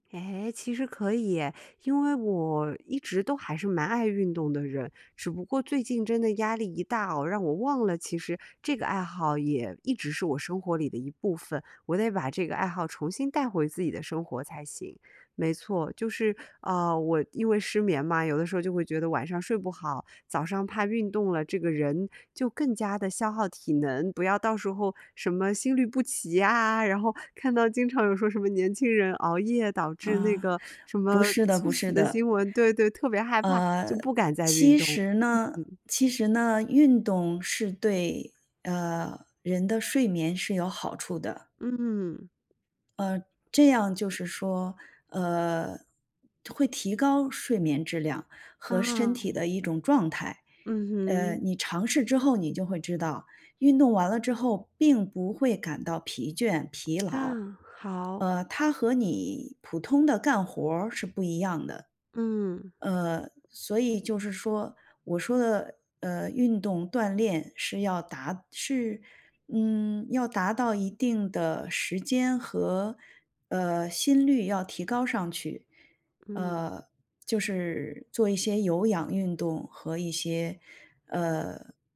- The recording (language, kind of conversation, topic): Chinese, advice, 工作压力是如何引发你持续的焦虑和失眠的？
- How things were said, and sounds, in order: other background noise